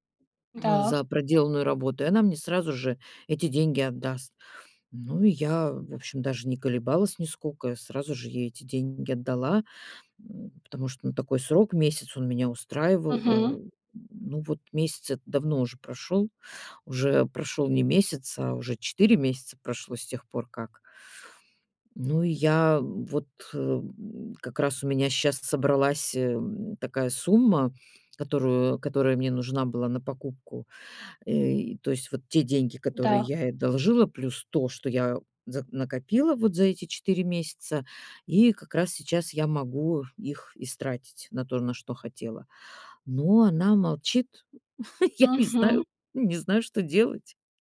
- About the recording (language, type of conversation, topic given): Russian, advice, Как начать разговор о деньгах с близкими, если мне это неудобно?
- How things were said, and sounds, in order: swallow; grunt; other background noise; chuckle; laughing while speaking: "Я не знаю"